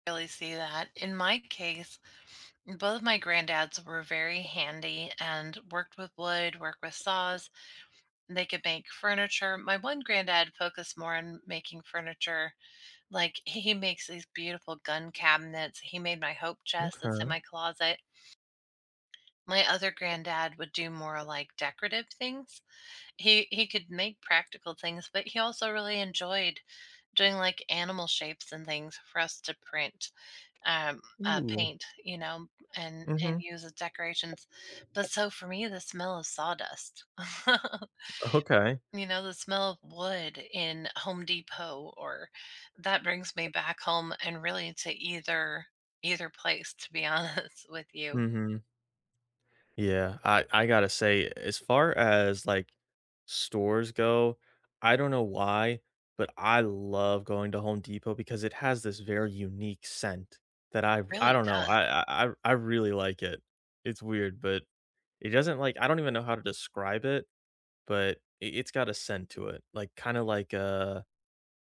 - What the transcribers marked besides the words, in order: tapping; other background noise; chuckle; laughing while speaking: "honest"
- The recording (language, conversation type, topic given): English, unstructured, What place instantly feels like home to you?